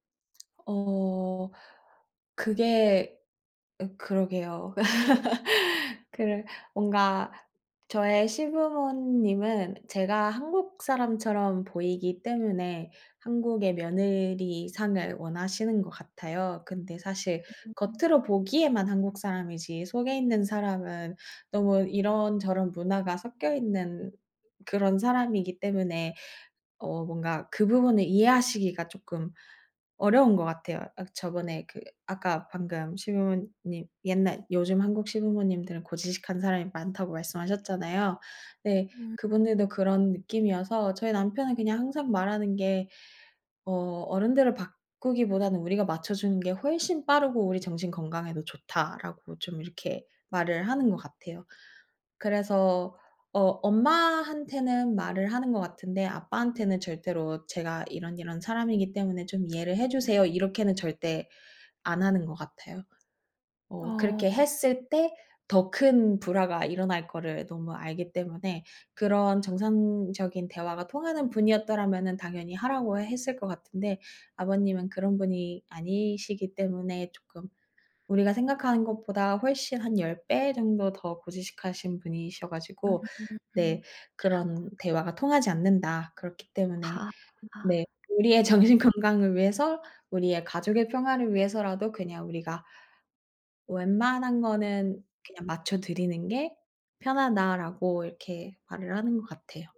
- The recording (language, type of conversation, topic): Korean, advice, 결혼이나 재혼으로 생긴 새 가족과의 갈등을 어떻게 해결하면 좋을까요?
- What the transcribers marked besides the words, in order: laugh; other background noise; unintelligible speech; tapping; laughing while speaking: "정신건강을"